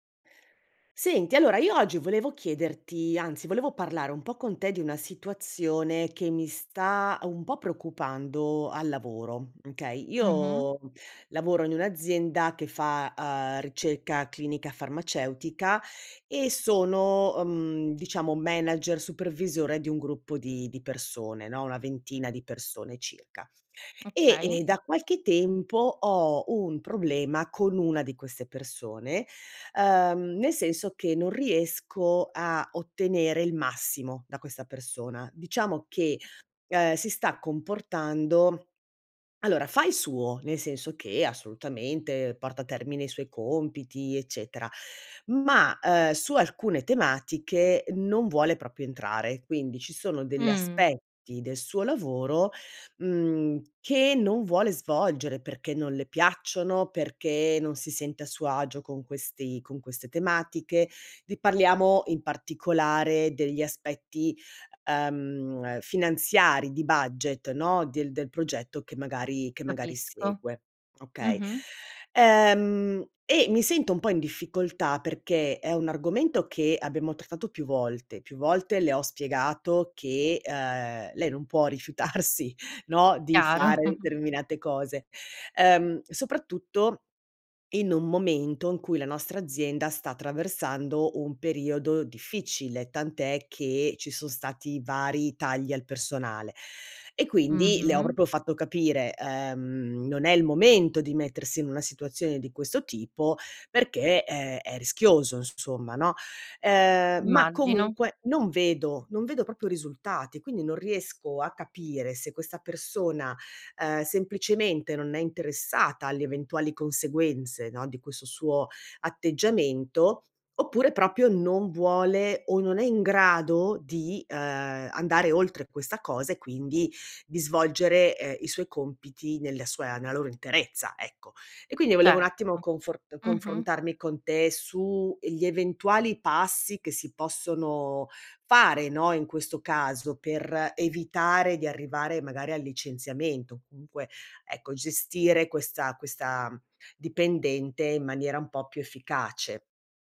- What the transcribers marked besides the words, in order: other background noise; "proprio" said as "propio"; laughing while speaking: "rifiutarsi"; chuckle; "proprio" said as "propo"; "proprio" said as "propio"; "proprio" said as "propio"
- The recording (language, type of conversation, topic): Italian, advice, Come posso gestire o, se necessario, licenziare un dipendente problematico?